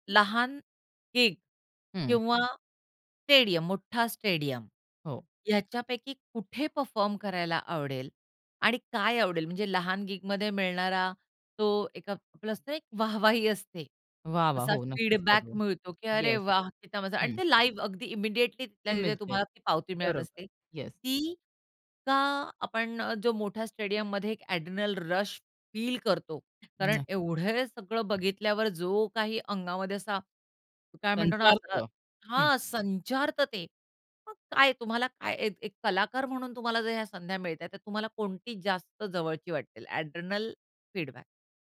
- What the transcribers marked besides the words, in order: in English: "गिग"; in English: "परफॉर्म"; in English: "गिगमध्ये"; in English: "फीडबॅक"; in English: "लाईव्ह"; in English: "इमिडिएटली"; in English: "इमिडिएट"; in English: "एड्रेनल रश फील"; in English: "एड्रेनल फीडबॅक?"
- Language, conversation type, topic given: Marathi, podcast, लहान कॅफेमधील कार्यक्रम आणि स्टेडियममधील कार्यक्रम यांत तुम्हाला कोणते फरक जाणवतात?